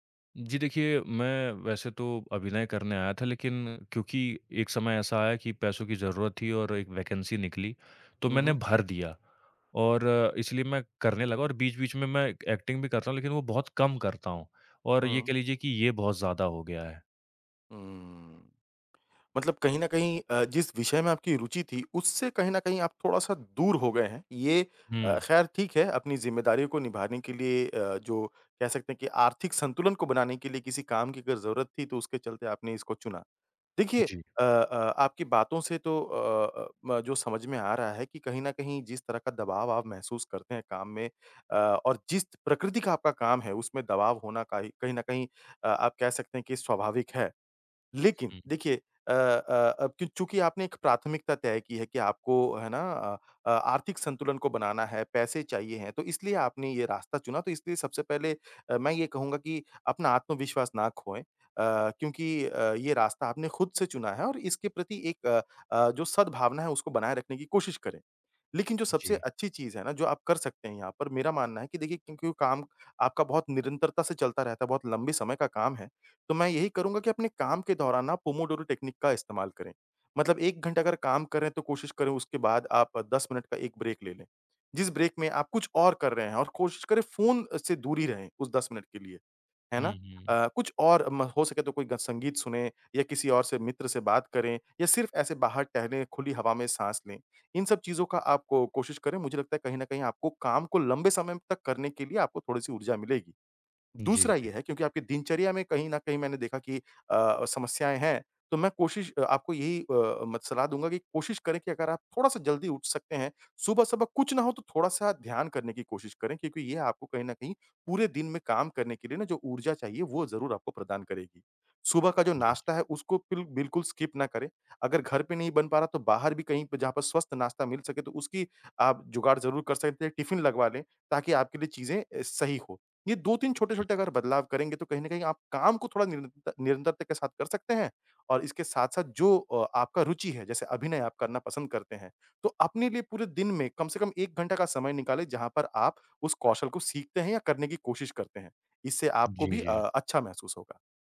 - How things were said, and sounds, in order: in English: "वैकेंसी"; in English: "एक् एक्टिंग"; horn; in English: "टेक्निक"; in English: "ब्रेक"; in English: "ब्रेक"; in English: "स्किप"
- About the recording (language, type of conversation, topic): Hindi, advice, लगातार काम के दबाव से ऊर्जा खत्म होना और रोज मन न लगना